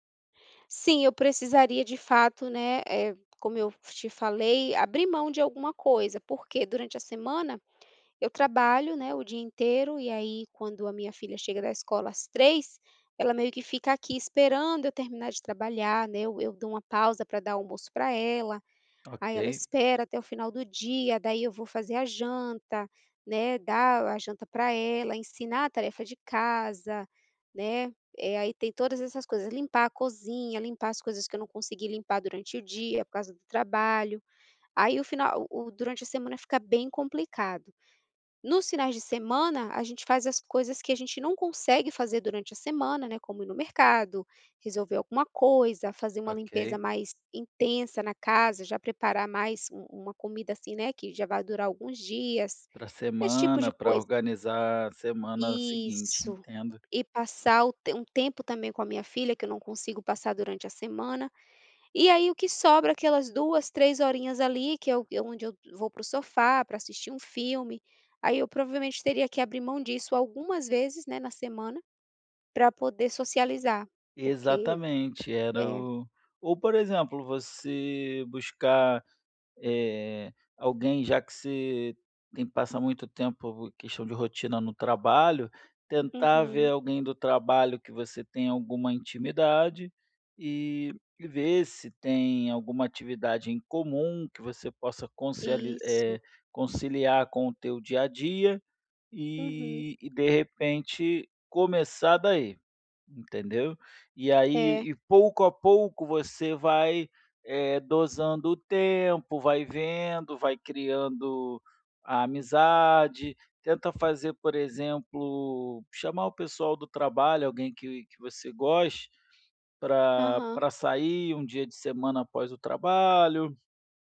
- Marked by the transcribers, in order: tapping; other background noise
- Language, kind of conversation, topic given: Portuguese, advice, Como posso fazer amigos depois de me mudar para cá?